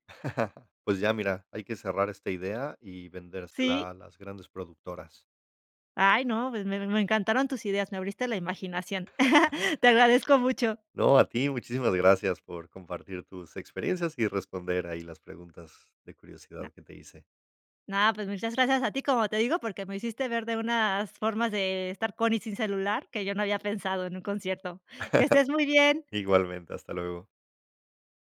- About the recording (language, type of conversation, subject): Spanish, podcast, ¿Qué opinas de la gente que usa el celular en conciertos?
- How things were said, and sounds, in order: chuckle; chuckle; chuckle